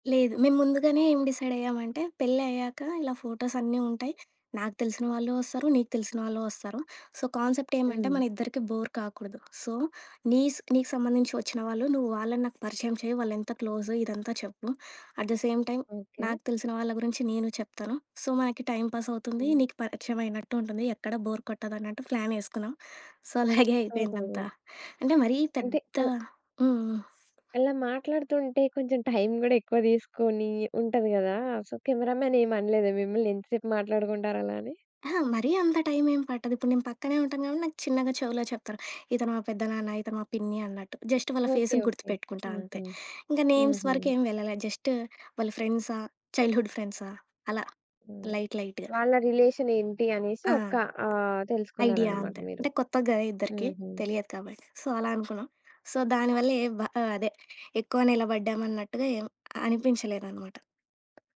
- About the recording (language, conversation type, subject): Telugu, podcast, మీ పెళ్లిరోజు గురించి మీకు అత్యంతగా గుర్తుండిపోయిన సంఘటన ఏది?
- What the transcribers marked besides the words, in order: in English: "ఫోటోస్"; in English: "సో, కాన్సెప్ట్"; in English: "బోర్"; in English: "సో"; in English: "క్లోజ్"; in English: "అట్ ద సేమ్ టైమ్"; in English: "సో"; in English: "టై‌మ్ పాస్"; in English: "బోర్"; other background noise; in English: "సో"; giggle; tapping; in English: "టైమ్"; in English: "సో కెమెరా మ్యాన్"; in English: "జస్ట్"; in English: "నేమ్స్"; in English: "జస్ట్"; in English: "చైల్డ్‌హుడ్"; in English: "లైట్, లైట్‌గా"; in English: "సో"; in English: "సో"